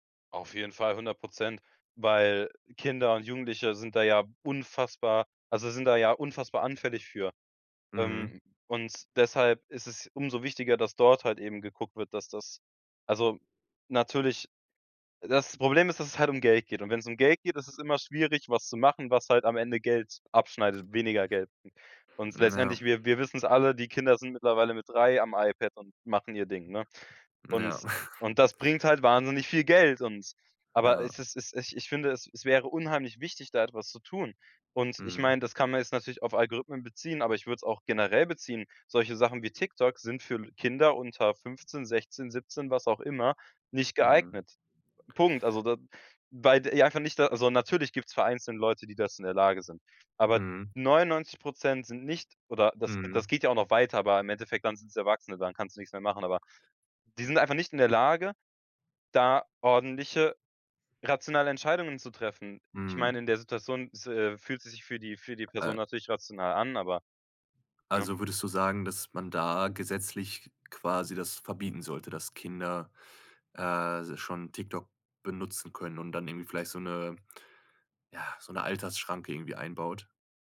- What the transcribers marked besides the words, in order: other background noise; chuckle; "vereinzelt" said as "vereinzeln"
- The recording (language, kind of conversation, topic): German, podcast, Wie prägen Algorithmen unseren Medienkonsum?